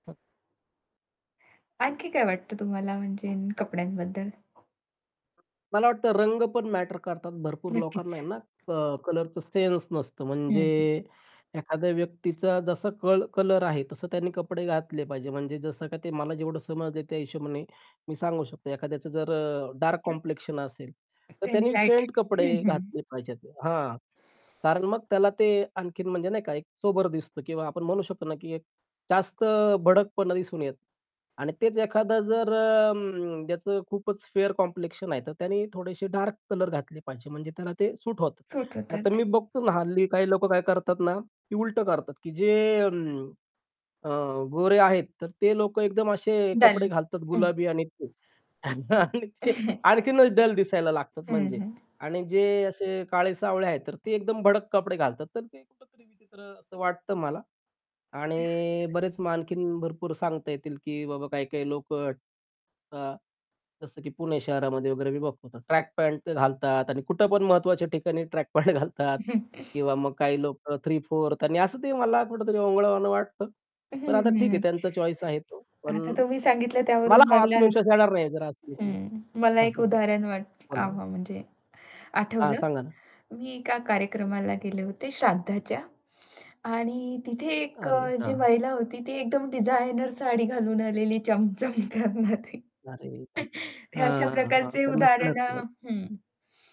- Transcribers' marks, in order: other background noise; distorted speech; static; tapping; in English: "कॉम्प्लेक्शन"; in English: "फेअर कॉम्प्लेक्शन"; chuckle; laughing while speaking: "आणि ते"; chuckle; chuckle; laughing while speaking: "ट्रॅक पॅट"; in English: "चॉईस"; unintelligible speech; chuckle; laughing while speaking: "चमचम करणारी"; chuckle
- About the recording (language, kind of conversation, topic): Marathi, podcast, कपड्यांमुळे आत्मविश्वास वाढतो असे तुम्हाला वाटते का?